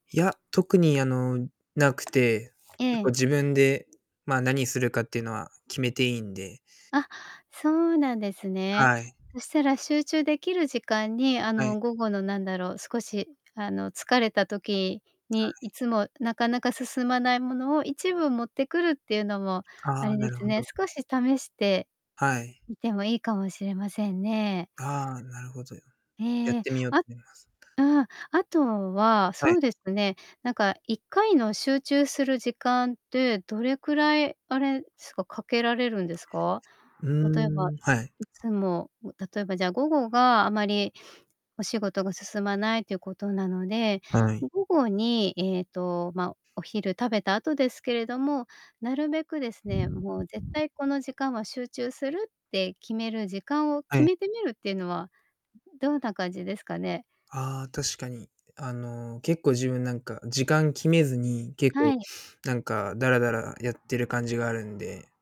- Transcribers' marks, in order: static; distorted speech; other background noise
- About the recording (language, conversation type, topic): Japanese, advice, 仕事に集中できず、つい常にだらだらしてしまうのですが、どうすれば改善できますか？